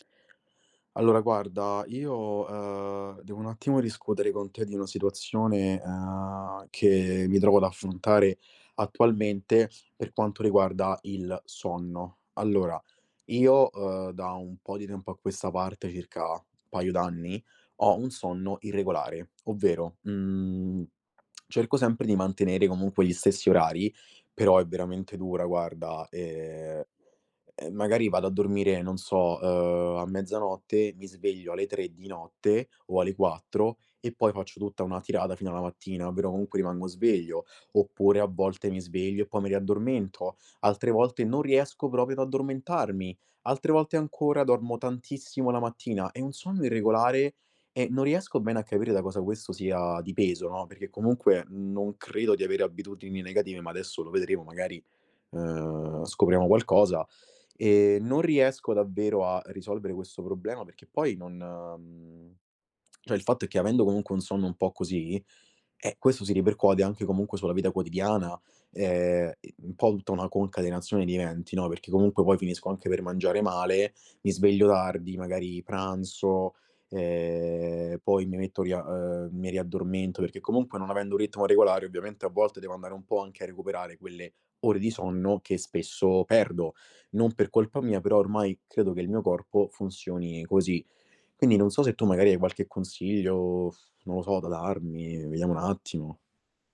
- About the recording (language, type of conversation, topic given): Italian, advice, Perché il mio sonno rimane irregolare nonostante segua una routine serale?
- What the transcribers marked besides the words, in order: tapping; "irregolare" said as "iregolare"; tongue click; "proprio" said as "propio"; "irregolare" said as "iregolare"; "cioè" said as "ceh"; "tutta" said as "utta"; "tardi" said as "ardi"; lip trill